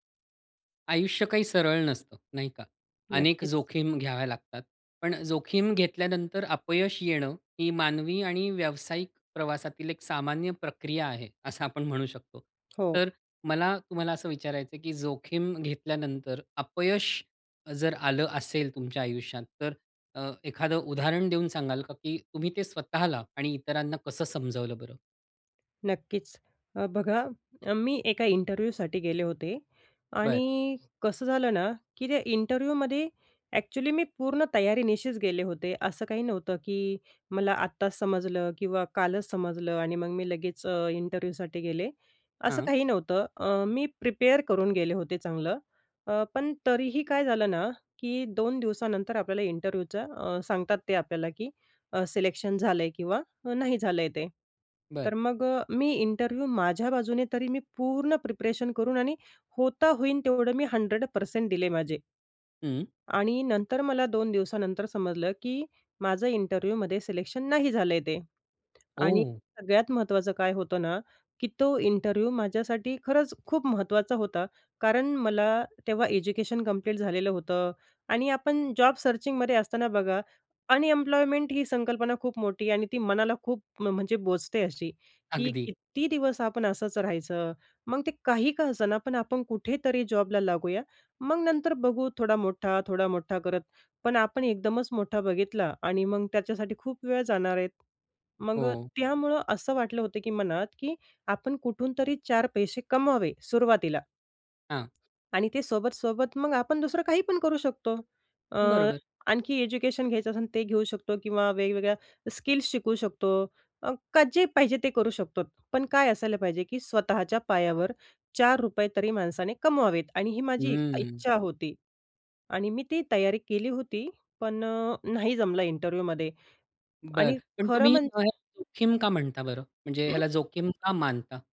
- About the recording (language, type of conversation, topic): Marathi, podcast, जोखीम घेतल्यानंतर अपयश आल्यावर तुम्ही ते कसे स्वीकारता आणि त्यातून काय शिकता?
- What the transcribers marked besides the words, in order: other background noise; tapping; in English: "इंटरव्ह्यूसाठी"; in English: "इंटरव्ह्यूमध्ये"; in English: "इंटरव्ह्यूसाठी"; in English: "प्रिपेअर"; in English: "इंटरव्ह्यूच्या"; in English: "इंटरव्ह्यू"; in English: "इंटरव्ह्यूमध्ये"; in English: "इंटरव्ह्यू"; in English: "सर्चिंगमध्ये"; in English: "इंटरव्ह्यूमध्ये"; unintelligible speech